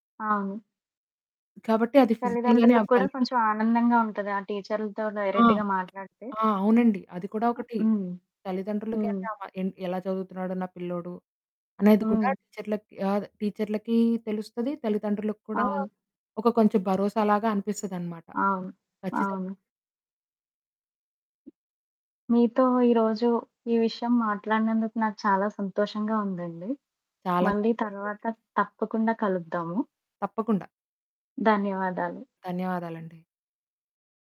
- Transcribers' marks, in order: in English: "ఫిజికల్‌గానే"; static; in English: "డైరెక్ట్‌గా"; tapping; other background noise
- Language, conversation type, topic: Telugu, podcast, ఆన్‌లైన్ విద్య పిల్లల అభ్యాసాన్ని ఎలా మార్చుతుందని మీరు భావిస్తున్నారు?